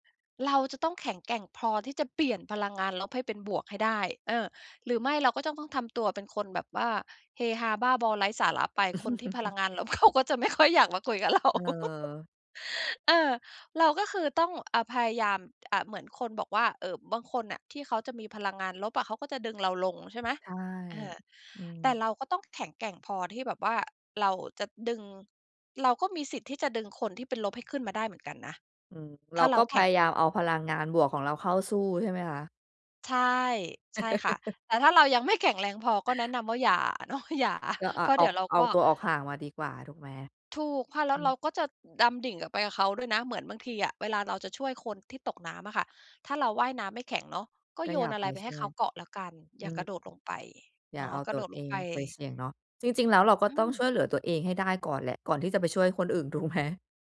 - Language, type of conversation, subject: Thai, podcast, ช่วยบอกวิธีง่ายๆ ที่ทุกคนทำได้เพื่อให้สุขภาพจิตดีขึ้นหน่อยได้ไหม?
- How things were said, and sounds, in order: chuckle; laughing while speaking: "เขาก็จะไม่ค่อยอยากมาคุยกับเรา"; laugh; laughing while speaking: "ไม่"; chuckle